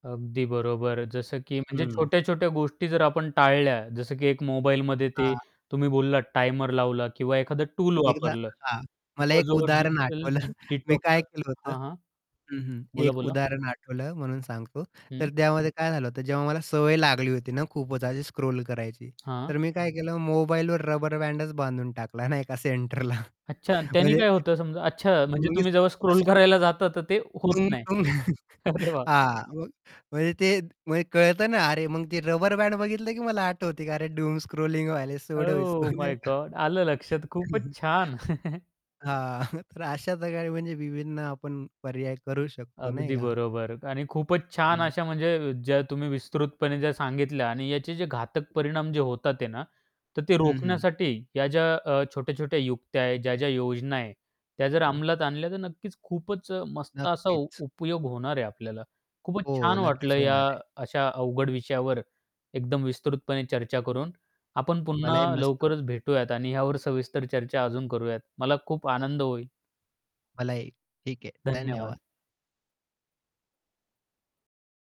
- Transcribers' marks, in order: in English: "टूल"; laughing while speaking: "आठवलं"; distorted speech; in English: "डिजिटल डिटॉक्स"; tapping; in English: "स्क्रोल"; laughing while speaking: "नाही का सेंटरला"; in English: "स्क्रोल"; unintelligible speech; laugh; laughing while speaking: "अरे वाह!"; in English: "डूम स्क्रोलिंग"; laughing while speaking: "सोडो इस्को नाही का?"; in Hindi: "सोडो इस्को"; "छोडो" said as "सोडो"; in English: "ओह माय गॉड"; chuckle
- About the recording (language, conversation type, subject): Marathi, podcast, डूमस्क्रोलिंगची सवय सोडण्यासाठी तुम्ही काय केलं किंवा काय सुचवाल?